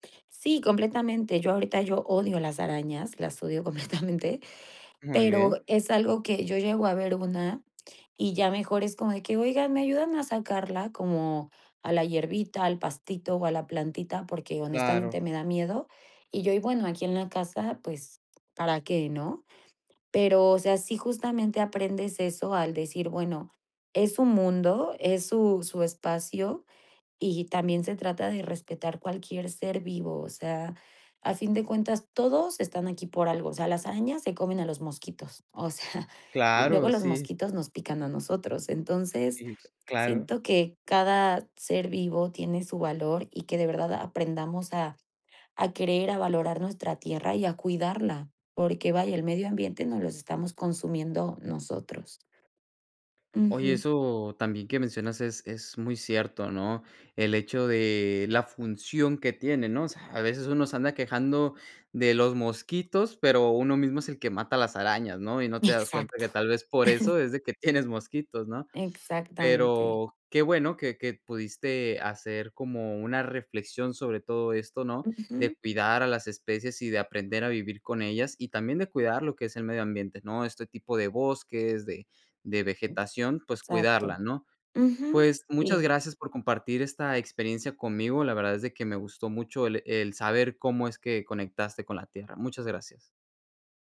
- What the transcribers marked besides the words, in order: laughing while speaking: "completamente"; tapping; laughing while speaking: "o sea"; unintelligible speech; other background noise; chuckle; laughing while speaking: "tienes"
- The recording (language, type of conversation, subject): Spanish, podcast, ¿En qué viaje sentiste una conexión real con la tierra?